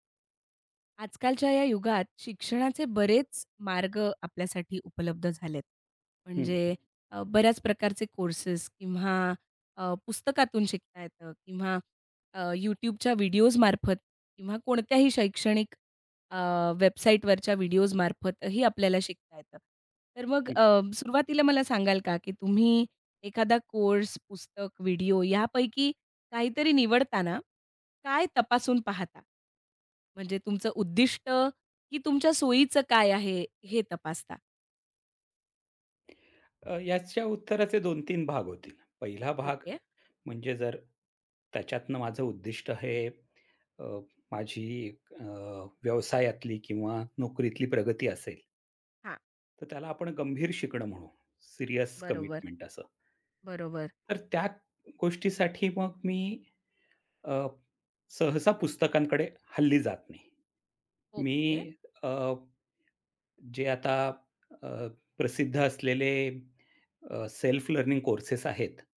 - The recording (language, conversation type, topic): Marathi, podcast, कोर्स, पुस्तक किंवा व्हिडिओ कशा प्रकारे निवडता?
- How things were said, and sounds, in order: tapping; in English: "कमिटमेंट"; other background noise